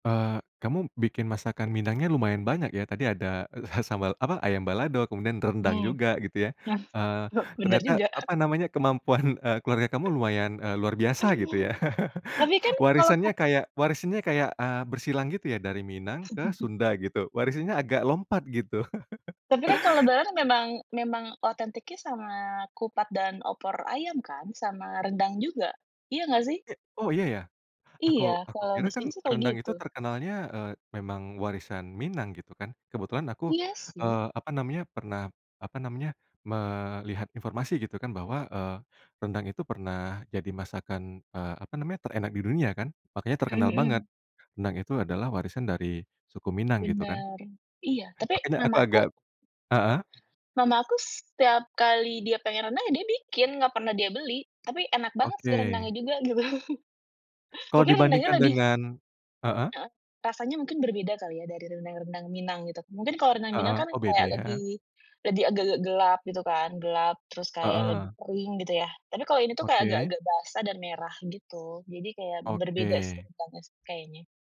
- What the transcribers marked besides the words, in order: chuckle; laughing while speaking: "kemampuan"; chuckle; other background noise; unintelligible speech; laugh; laugh; laugh; laughing while speaking: "gitu"; chuckle
- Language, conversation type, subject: Indonesian, podcast, Makanan warisan keluarga apa yang selalu kamu rindukan?